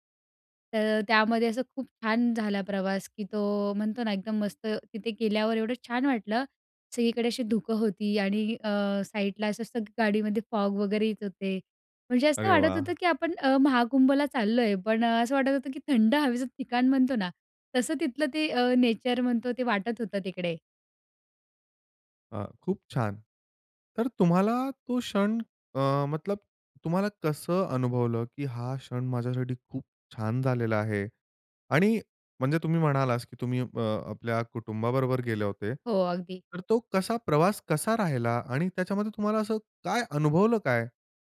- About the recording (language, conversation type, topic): Marathi, podcast, प्रवासातला एखादा खास क्षण कोणता होता?
- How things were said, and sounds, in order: in English: "फॉग"; tapping